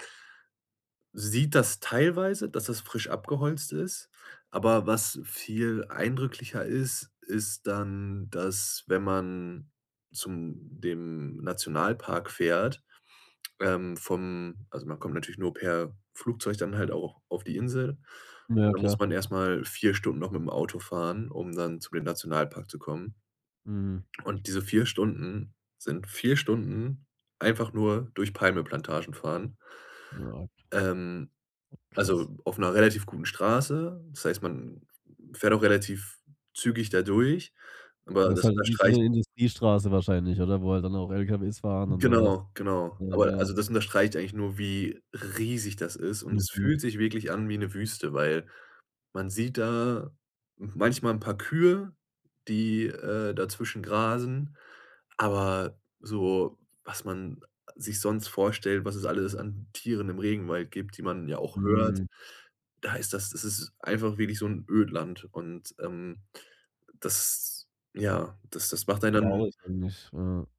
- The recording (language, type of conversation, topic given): German, podcast, Was war deine denkwürdigste Begegnung auf Reisen?
- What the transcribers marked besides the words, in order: stressed: "riesig"